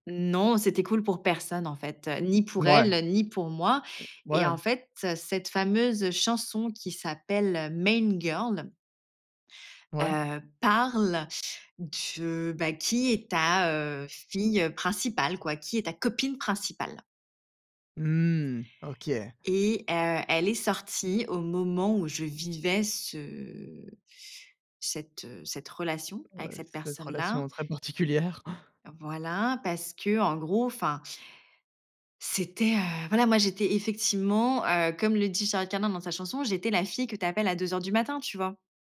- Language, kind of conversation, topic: French, podcast, Quelle chanson te donne des frissons à chaque écoute ?
- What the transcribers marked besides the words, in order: other noise; stressed: "copine"; drawn out: "ce"